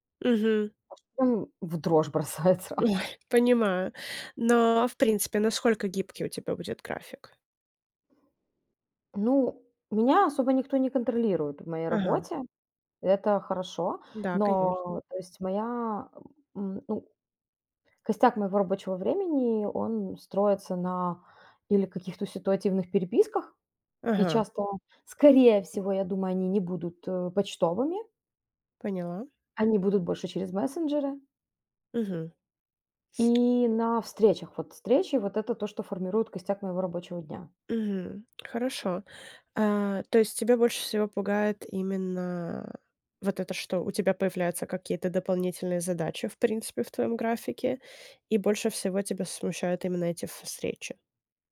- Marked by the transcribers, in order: other background noise; other noise; tapping
- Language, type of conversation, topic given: Russian, advice, Как справиться с неуверенностью при возвращении к привычному рабочему ритму после отпуска?